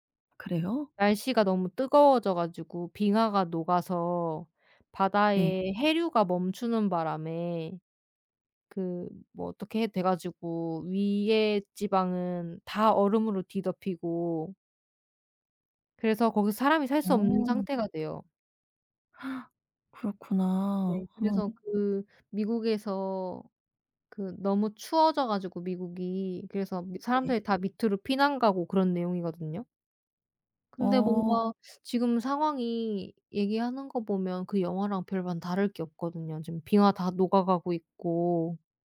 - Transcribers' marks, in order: other background noise; gasp; tapping
- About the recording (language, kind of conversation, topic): Korean, unstructured, 기후 변화는 우리 삶에 어떤 영향을 미칠까요?